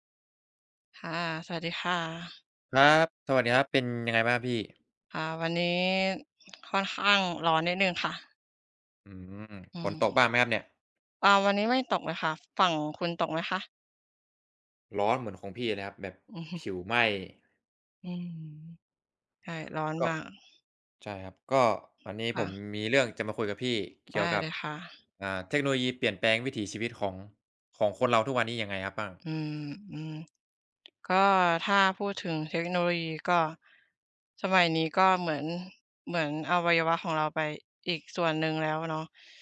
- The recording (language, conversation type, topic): Thai, unstructured, เทคโนโลยีได้เปลี่ยนแปลงวิถีชีวิตของคุณอย่างไรบ้าง?
- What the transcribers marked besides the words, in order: other background noise